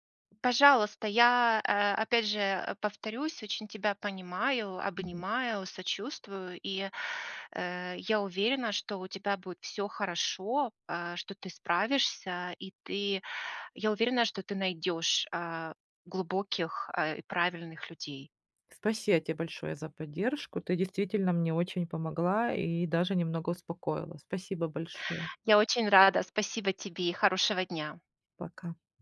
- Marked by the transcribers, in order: "Спасибо" said as "спасиа"
- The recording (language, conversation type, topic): Russian, advice, Как справиться с одиночеством и тоской по дому после переезда в новый город или другую страну?